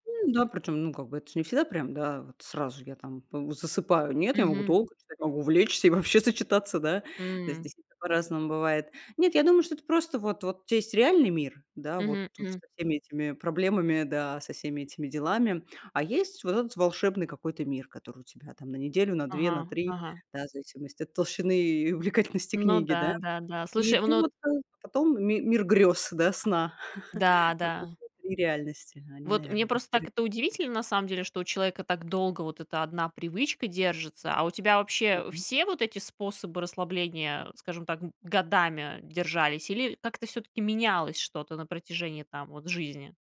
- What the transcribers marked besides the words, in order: laughing while speaking: "вообще"; laughing while speaking: "толщины и увлекательности"; laugh; other background noise
- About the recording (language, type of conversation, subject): Russian, podcast, Какие вечерние ритуалы помогают вам расслабиться?